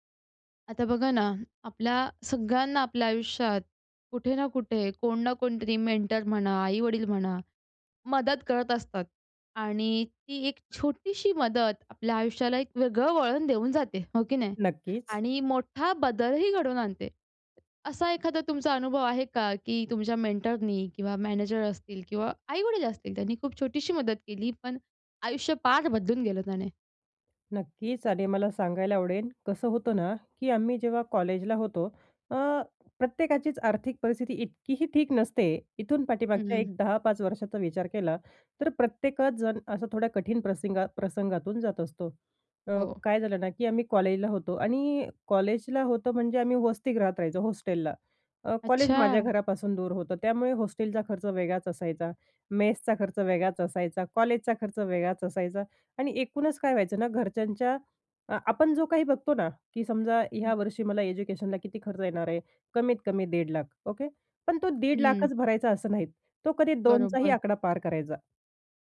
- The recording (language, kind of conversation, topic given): Marathi, podcast, कधी एखाद्या छोट्या मदतीमुळे पुढे मोठा फरक पडला आहे का?
- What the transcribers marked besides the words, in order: tapping; in English: "मेंटर"; other background noise; other noise; in English: "मेंटरनी"; "पार" said as "फार"; in English: "मेसचा"